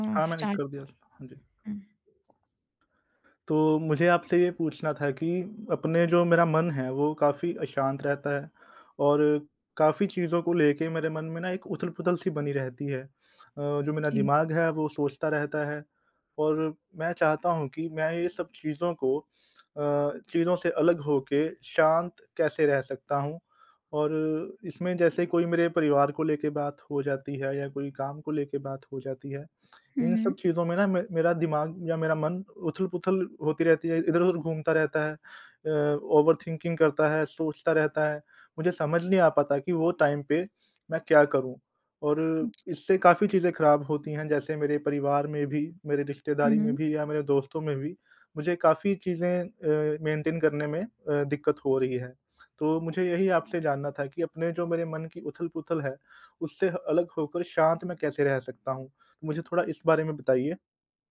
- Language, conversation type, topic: Hindi, advice, मैं मन की उथल-पुथल से अलग होकर शांत कैसे रह सकता हूँ?
- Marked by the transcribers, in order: in English: "स्टार्ट"; in English: "ओवर थिंकिंग"; in English: "टाइम"; in English: "मेंटेन"